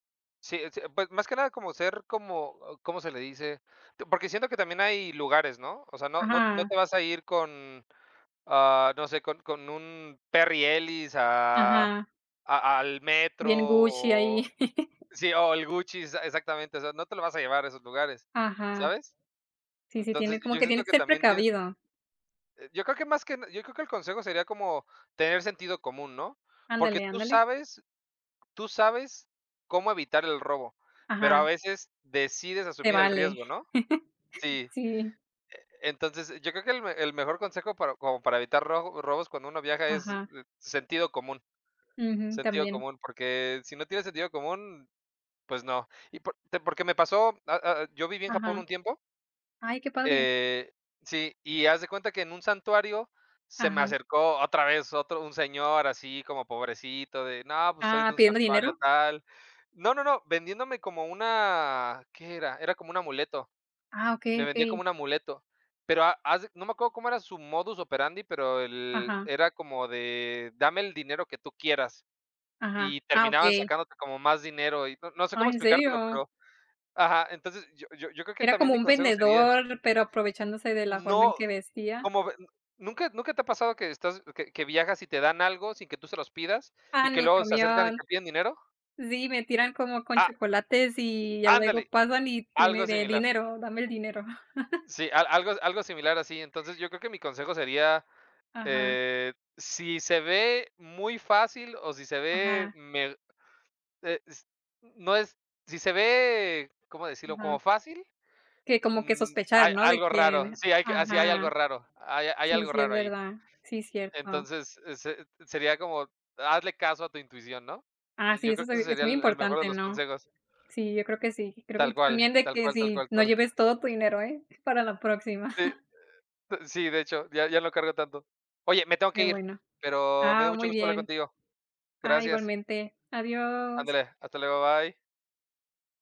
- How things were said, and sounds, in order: chuckle; tapping; laugh; chuckle; laugh
- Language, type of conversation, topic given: Spanish, unstructured, ¿Alguna vez te han robado algo mientras viajabas?